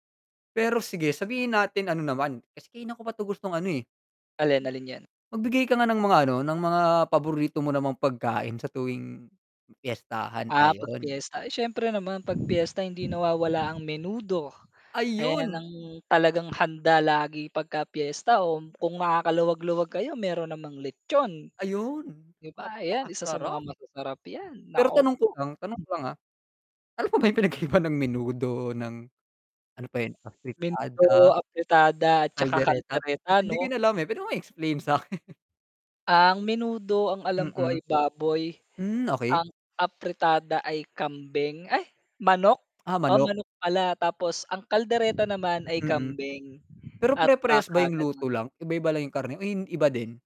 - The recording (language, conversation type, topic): Filipino, unstructured, Ano ang kasiyahang hatid ng pagdiriwang ng pista sa inyong lugar?
- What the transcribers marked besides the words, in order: static; mechanical hum; tapping; distorted speech; chuckle